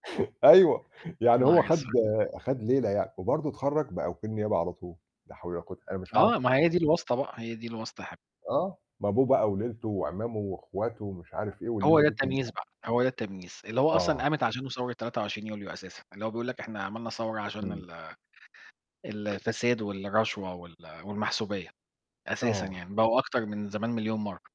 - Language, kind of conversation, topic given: Arabic, unstructured, إزاي نقدر ندعم الناس اللي بيتعرضوا للتمييز في مجتمعنا؟
- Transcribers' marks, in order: tapping; distorted speech